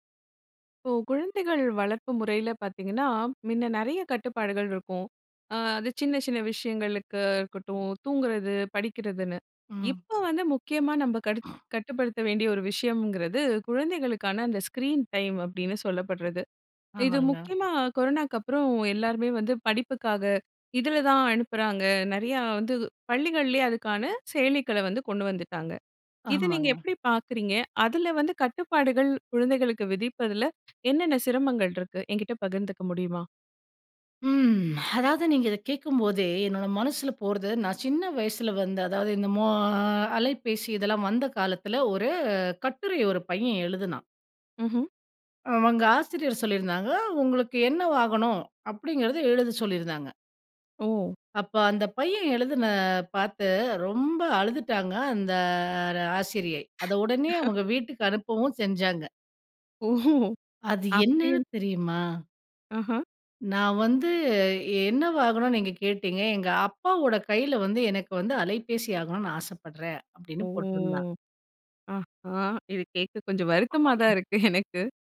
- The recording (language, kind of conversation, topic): Tamil, podcast, குழந்தைகளின் திரை நேரத்தை எப்படிக் கட்டுப்படுத்தலாம்?
- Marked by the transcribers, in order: other noise; in English: "ஸ்க்ரீன்டைம்"; other background noise; sigh; drawn out: "அந்த"; chuckle; laughing while speaking: "ஓஹோ!"; laughing while speaking: "வருத்தமாதான் இருக்கு எனக்கு"; unintelligible speech